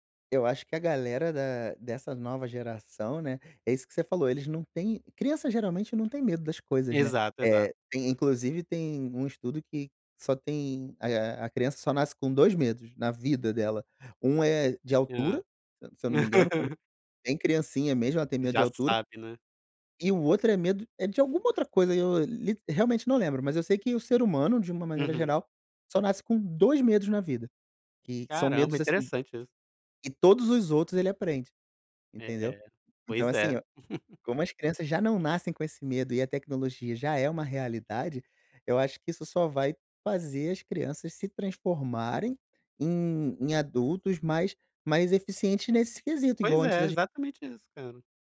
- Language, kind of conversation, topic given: Portuguese, podcast, Como ensinar crianças a usar a tecnologia com responsabilidade?
- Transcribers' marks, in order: laugh; chuckle